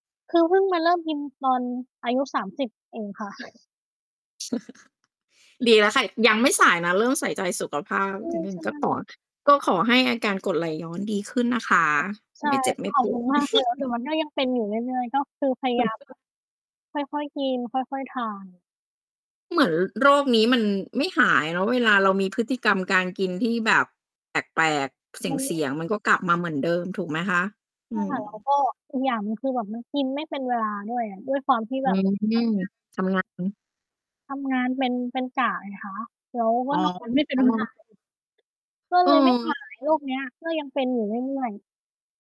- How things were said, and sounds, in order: chuckle; other background noise; mechanical hum; distorted speech; laugh; chuckle
- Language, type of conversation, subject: Thai, unstructured, ความทรงจำเกี่ยวกับอาหารในวัยเด็กของคุณคืออะไร?